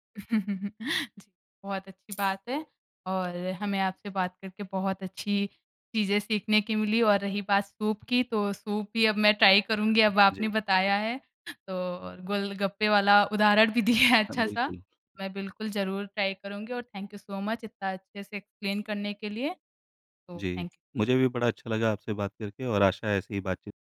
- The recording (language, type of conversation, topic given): Hindi, podcast, आपकी सबसे यादगार स्वाद की खोज कौन सी रही?
- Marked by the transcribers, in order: chuckle; other background noise; in English: "ट्राय"; laughing while speaking: "दिया है"; in English: "ट्राय"; in English: "थैंक यू सो मच"; in English: "एक्सप्लेन"; in English: "थैंक यू"